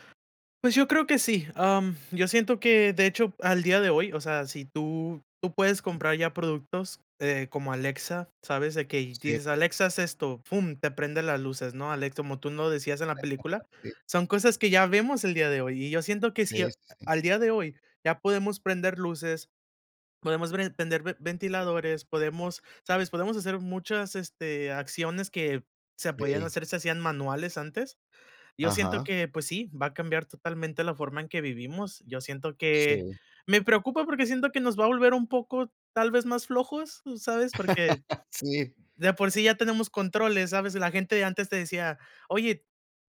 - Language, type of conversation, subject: Spanish, unstructured, ¿Cómo te imaginas el mundo dentro de 100 años?
- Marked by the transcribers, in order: tapping; laugh; laugh